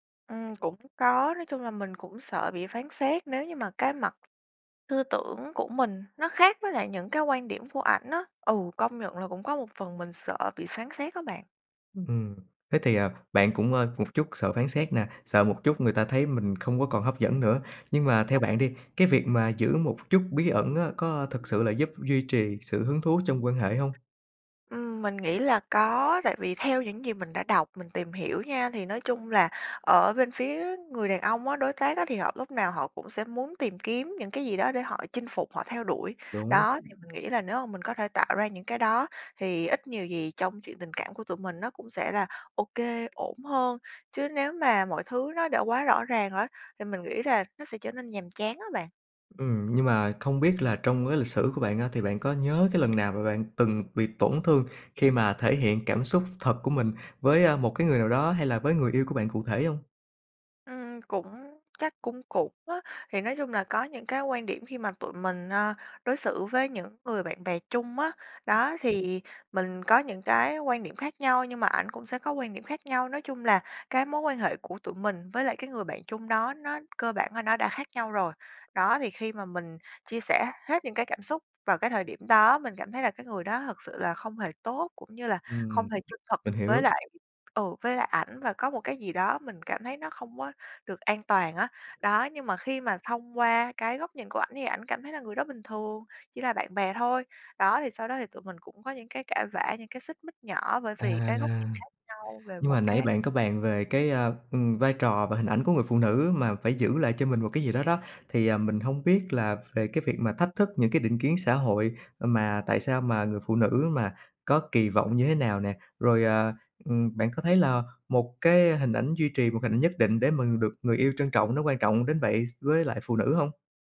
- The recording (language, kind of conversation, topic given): Vietnamese, advice, Vì sao bạn thường che giấu cảm xúc thật với người yêu hoặc đối tác?
- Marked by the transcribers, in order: other background noise; tapping; other noise